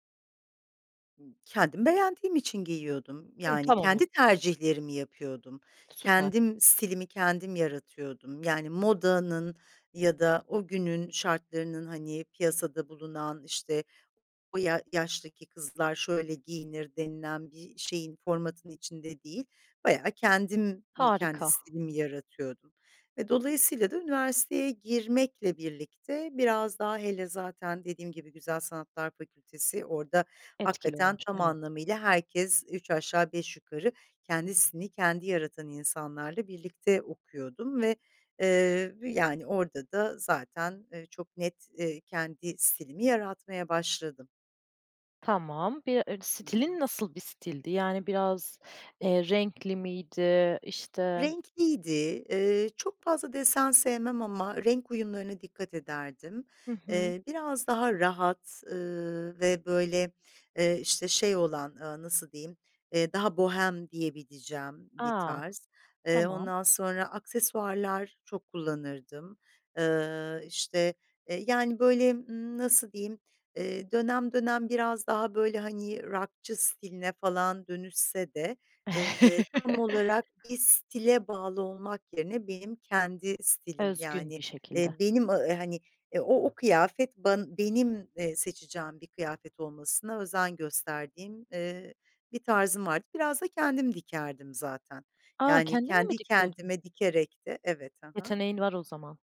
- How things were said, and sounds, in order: other background noise; chuckle
- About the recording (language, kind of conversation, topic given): Turkish, podcast, Stil değişimine en çok ne neden oldu, sence?